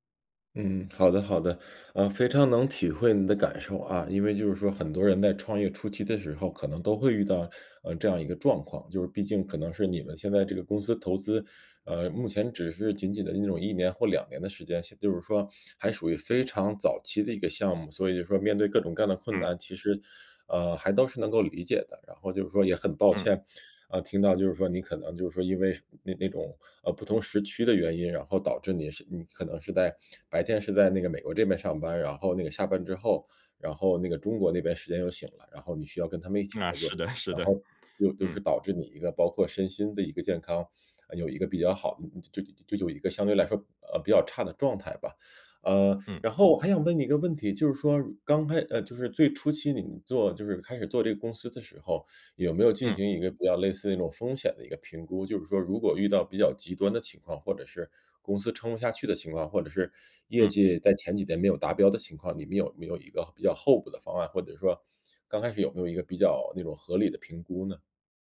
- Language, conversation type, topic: Chinese, advice, 如何在追求成就的同时保持身心健康？
- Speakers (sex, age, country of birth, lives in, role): male, 35-39, China, United States, user; male, 40-44, China, United States, advisor
- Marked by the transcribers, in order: laughing while speaking: "是的 是的"